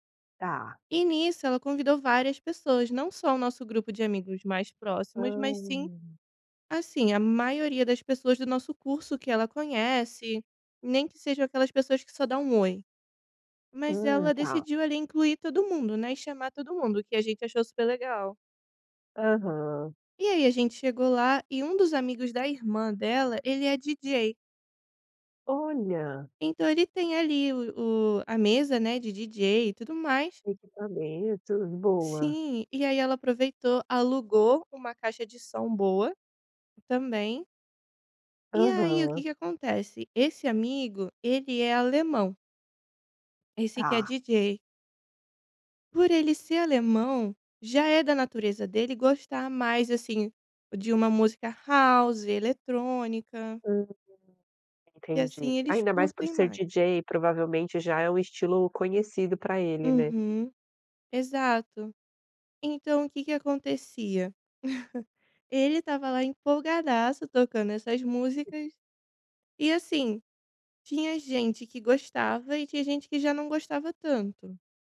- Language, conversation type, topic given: Portuguese, podcast, Como montar uma playlist compartilhada que todo mundo curta?
- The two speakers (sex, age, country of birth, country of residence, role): female, 25-29, Brazil, Italy, guest; female, 30-34, Brazil, Sweden, host
- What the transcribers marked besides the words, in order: laugh; other noise